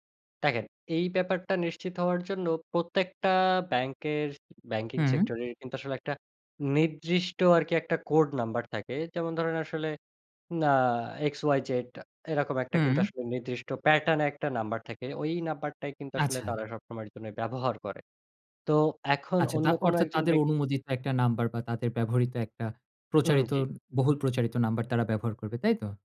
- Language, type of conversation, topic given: Bengali, podcast, আপনি ডিজিটাল পেমেন্ট নিরাপদ রাখতে কী কী করেন?
- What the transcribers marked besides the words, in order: none